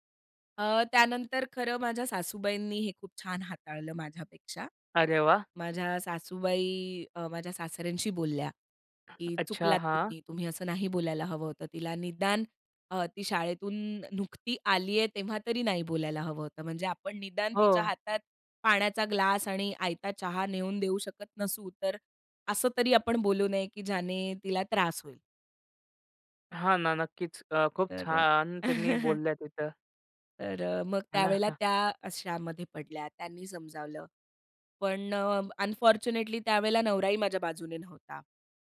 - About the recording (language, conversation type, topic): Marathi, podcast, सासरकडील अपेक्षा कशा हाताळाल?
- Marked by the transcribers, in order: other background noise; chuckle; in English: "अनफॉरच्युनेटली"